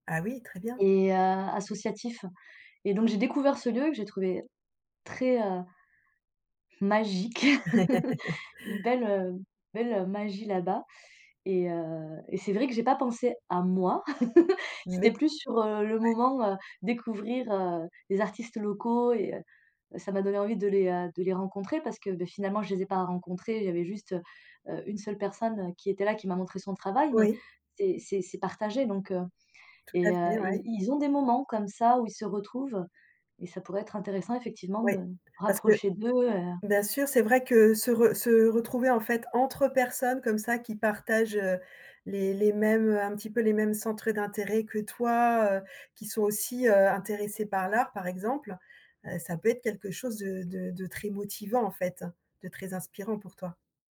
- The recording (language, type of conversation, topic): French, advice, Quel est ton blocage principal pour commencer une pratique créative régulière ?
- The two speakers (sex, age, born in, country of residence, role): female, 40-44, France, France, user; female, 55-59, France, France, advisor
- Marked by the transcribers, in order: laugh; stressed: "à moi"; chuckle